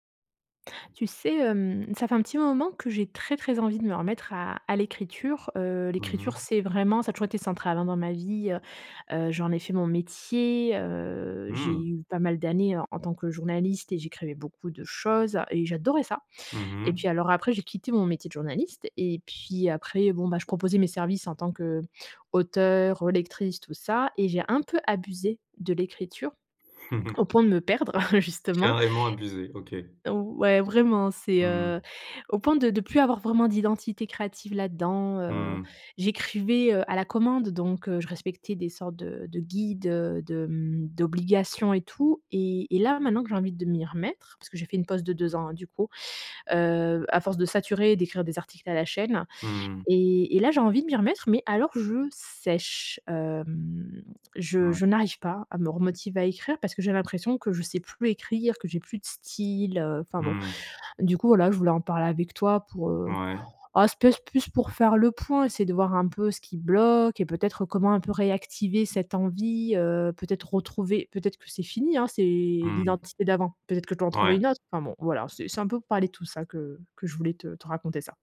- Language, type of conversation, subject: French, advice, Comment surmonter le doute sur son identité créative quand on n’arrive plus à créer ?
- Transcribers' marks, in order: stressed: "métier"; stressed: "abusé"; chuckle; stressed: "sèche"